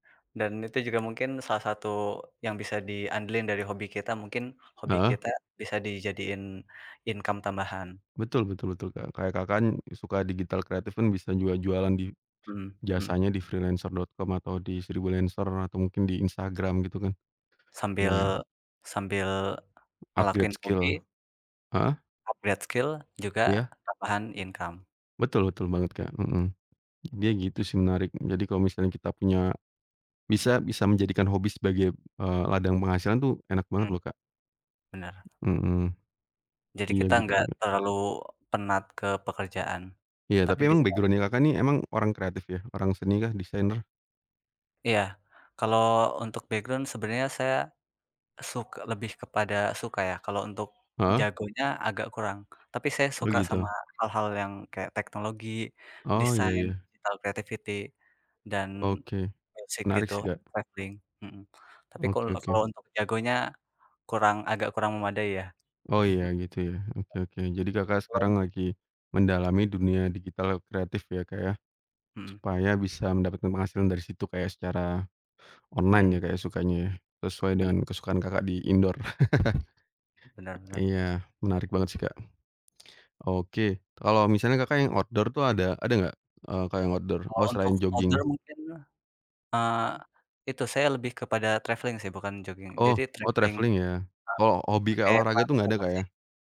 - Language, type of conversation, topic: Indonesian, unstructured, Apa momen paling membahagiakan saat kamu melakukan hobi?
- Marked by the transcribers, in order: other background noise; in English: "income"; in English: "Upgrade skill"; in English: "upgrade skill"; in English: "income"; in English: "background-nya"; unintelligible speech; in English: "background"; in English: "digital creativity"; tapping; in English: "travelling"; chuckle; in English: "indoor"; chuckle; in English: "outdoor"; in English: "outdoor?"; in English: "outdoor"; in English: "travelling"; in English: "traveling"; in English: "travelling"